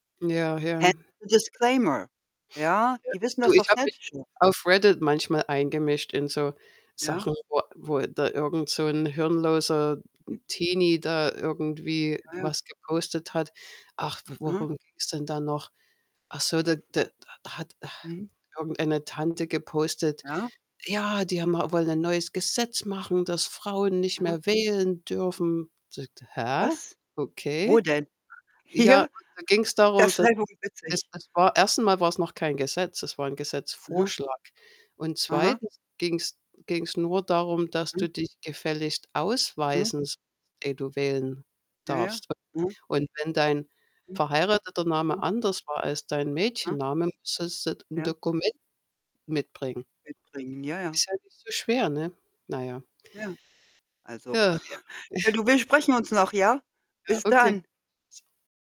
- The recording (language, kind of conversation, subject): German, unstructured, Wie beeinflussen soziale Medien unsere Meinung zu aktuellen Themen?
- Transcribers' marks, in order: static; in English: "Disclaimer"; distorted speech; other background noise; sigh; put-on voice: "Ja, die haben a wollen … mehr wählen dürfen"; laughing while speaking: "Hier?"; unintelligible speech; chuckle; unintelligible speech